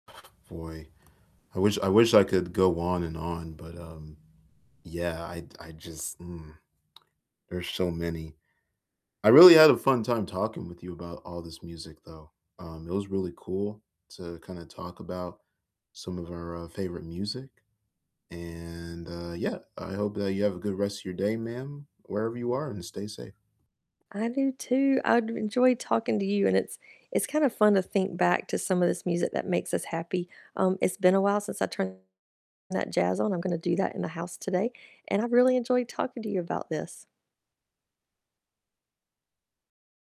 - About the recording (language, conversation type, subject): English, unstructured, What music instantly lifts your mood?
- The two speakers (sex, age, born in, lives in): female, 50-54, United States, United States; male, 20-24, United States, United States
- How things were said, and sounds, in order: other background noise; tapping; distorted speech